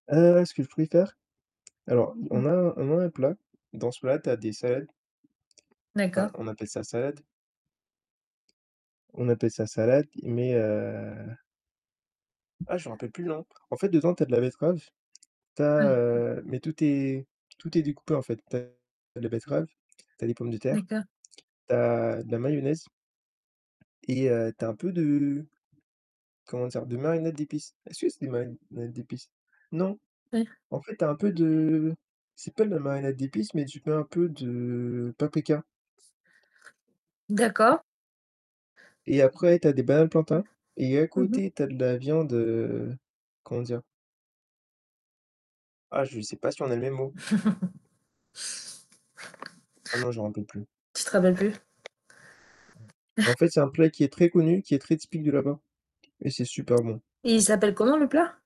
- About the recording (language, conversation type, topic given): French, unstructured, Quelle cuisine du monde aimerais-tu apprendre à préparer ?
- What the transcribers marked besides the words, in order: tapping; other background noise; distorted speech; laugh; static; chuckle